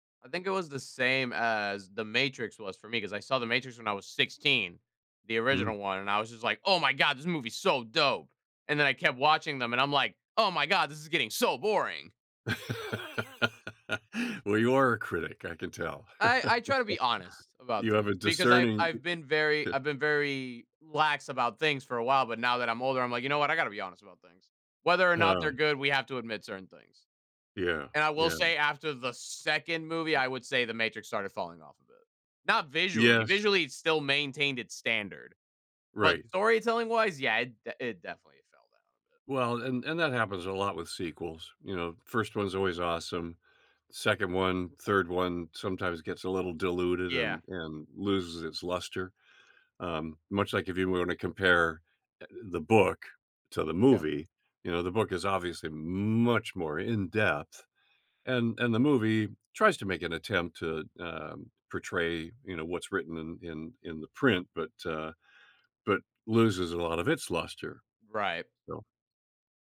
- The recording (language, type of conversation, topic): English, unstructured, How should I weigh visual effects versus storytelling and acting?
- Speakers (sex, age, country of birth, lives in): male, 20-24, Venezuela, United States; male, 70-74, Canada, United States
- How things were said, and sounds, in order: laugh; laugh; other noise; chuckle; other background noise; stressed: "much"